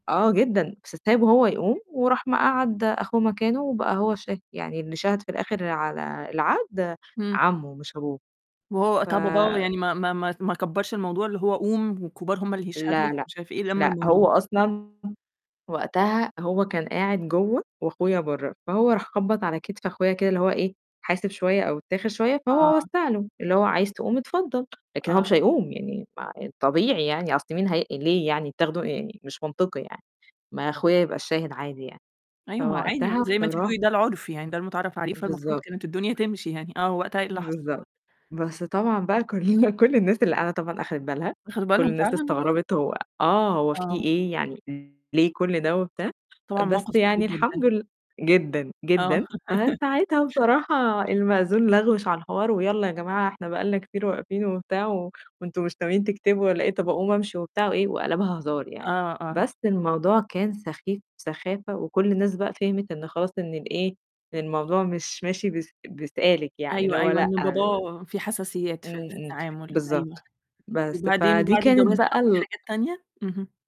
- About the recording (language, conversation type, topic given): Arabic, podcast, إزاي بتتعاملوا مع تدخل أهل الطرفين في حياتكم؟
- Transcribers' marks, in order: tapping; distorted speech; laughing while speaking: "كلّنا"; laugh; other noise; other background noise